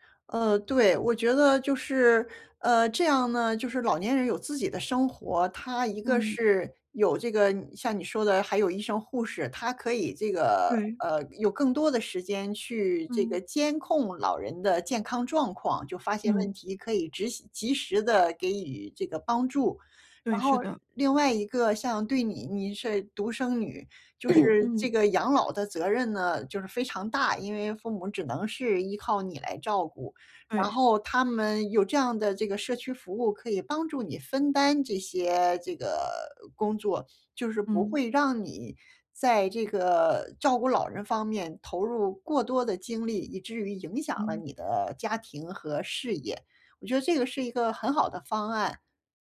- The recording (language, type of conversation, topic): Chinese, advice, 我该如何在工作与照顾年迈父母之间找到平衡？
- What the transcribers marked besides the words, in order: "及时" said as "直习"; throat clearing